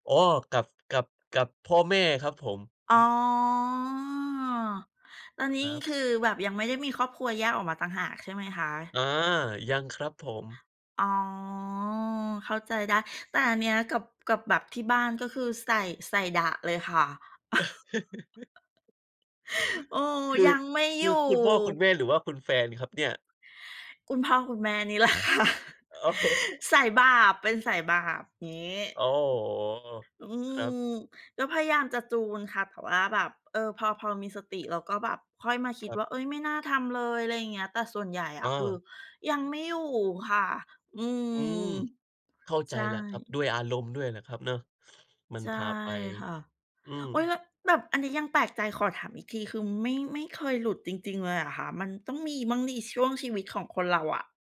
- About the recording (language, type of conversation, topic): Thai, unstructured, เวลาทะเลาะกับคนในครอบครัว คุณทำอย่างไรให้ใจเย็นลง?
- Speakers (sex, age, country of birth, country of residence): female, 55-59, Thailand, Thailand; male, 30-34, Indonesia, Indonesia
- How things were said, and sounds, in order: drawn out: "อ๋อ"; laugh; laugh; laughing while speaking: "แหละค่ะ"; other background noise